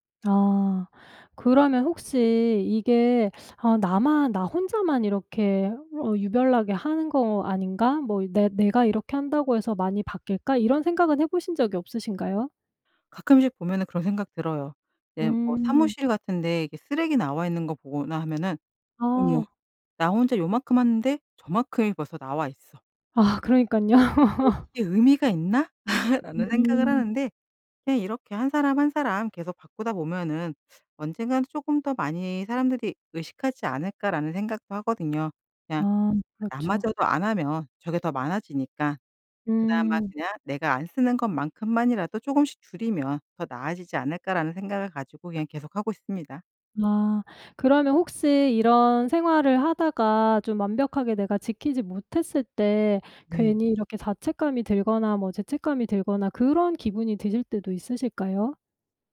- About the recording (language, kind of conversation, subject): Korean, podcast, 플라스틱 사용을 현실적으로 줄일 수 있는 방법은 무엇인가요?
- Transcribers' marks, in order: laugh